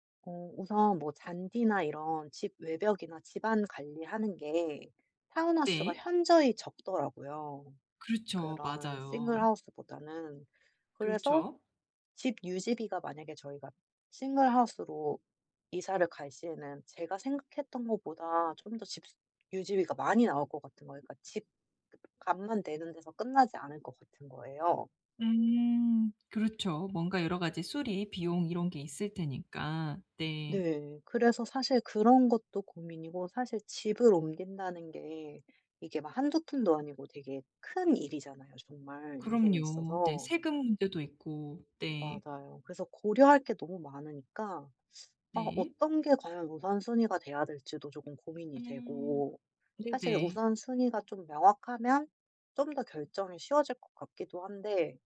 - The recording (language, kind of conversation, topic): Korean, advice, 이사할지 말지 어떻게 결정하면 좋을까요?
- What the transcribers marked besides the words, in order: in English: "타운하우스가"; tapping; in English: "싱글 하우스"; other background noise; in English: "싱글 하우스로"; unintelligible speech